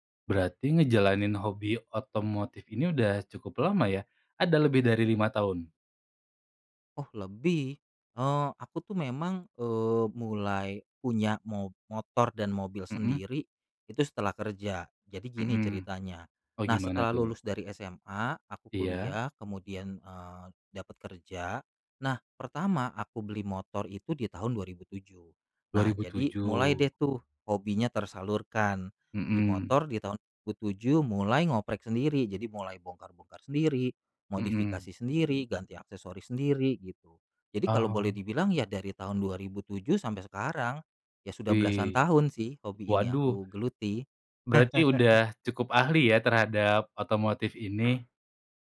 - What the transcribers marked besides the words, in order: chuckle; other background noise
- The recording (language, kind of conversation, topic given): Indonesian, podcast, Tips untuk pemula yang ingin mencoba hobi ini